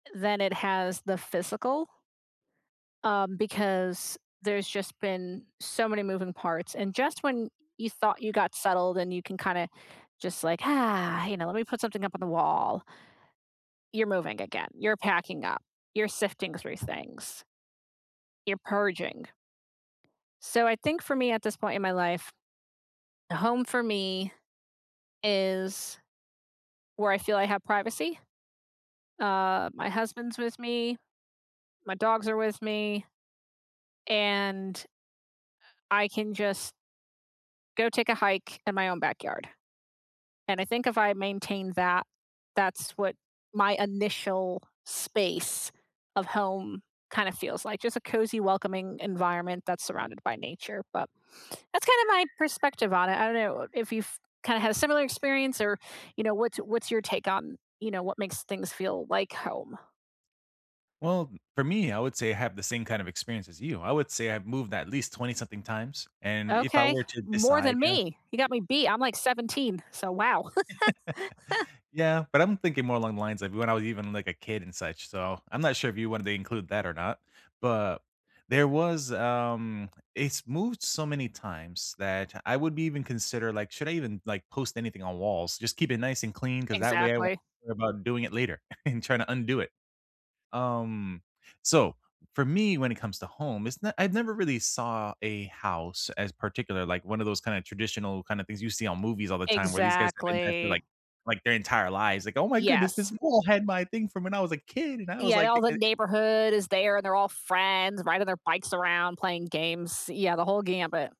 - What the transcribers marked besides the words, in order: stressed: "ah"; tapping; laugh; chuckle
- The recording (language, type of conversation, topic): English, unstructured, Where do you feel most at home, and why?
- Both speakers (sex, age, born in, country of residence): female, 35-39, United States, United States; male, 40-44, United States, United States